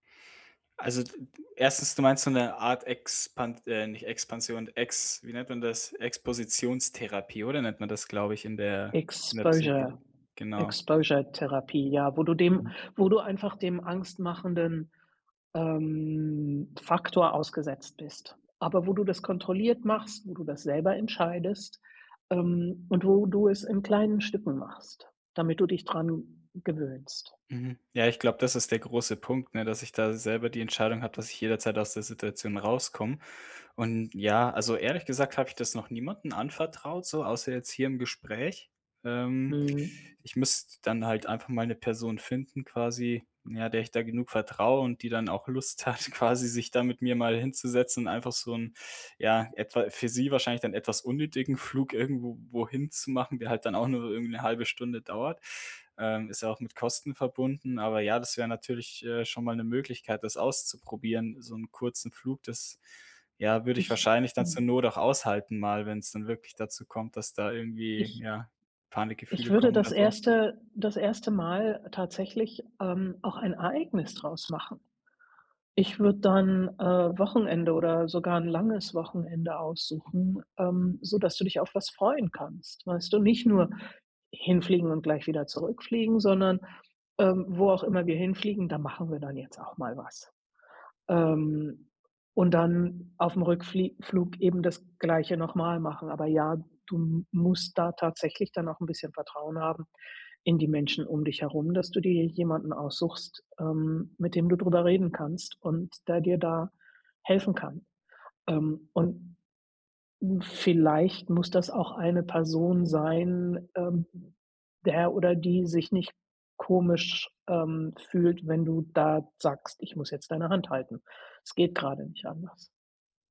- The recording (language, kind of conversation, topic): German, advice, Wie kann ich beim Reisen besser mit Angst und Unsicherheit umgehen?
- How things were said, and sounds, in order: in English: "Exposure Exposure"; laughing while speaking: "Lust hat, quasi"